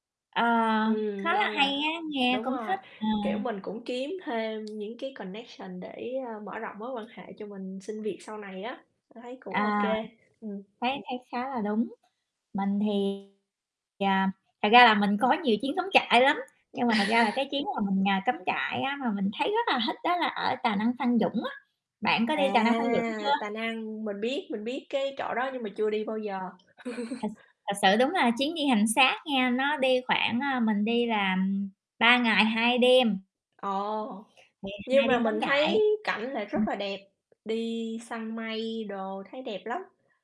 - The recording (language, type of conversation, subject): Vietnamese, unstructured, Kỷ niệm đáng nhớ nhất của bạn trong một lần cắm trại qua đêm là gì?
- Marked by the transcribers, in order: tapping; in English: "connection"; distorted speech; laugh; laugh; other noise